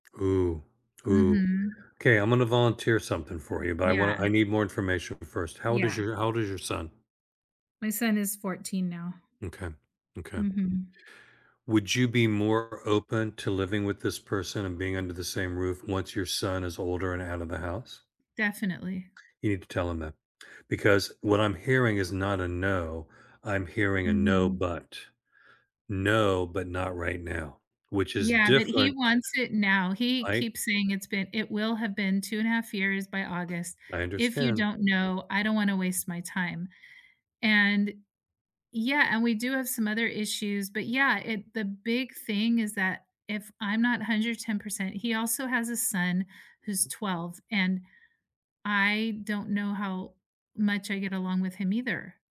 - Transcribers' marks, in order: tapping; other background noise
- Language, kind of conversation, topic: English, unstructured, How do you balance independence and togetherness?